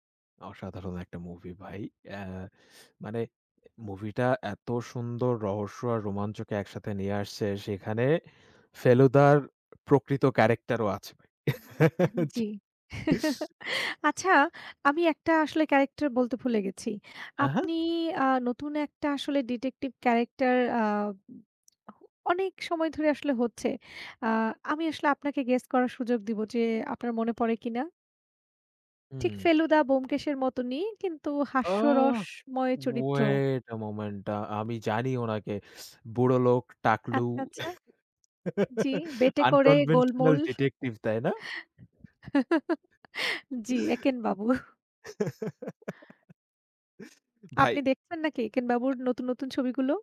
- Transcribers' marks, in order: laugh; in English: "ওয়েট এ মোমেন্টা"; laugh; in English: "আনকনভেনশনাল ডিটেকটিভ"; horn; chuckle; laughing while speaking: "জ্বি, একেনবাবু"; laugh
- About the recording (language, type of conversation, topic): Bengali, unstructured, তোমার জীবনের সবচেয়ে মজার সিনেমা দেখার মুহূর্তটা কী ছিল?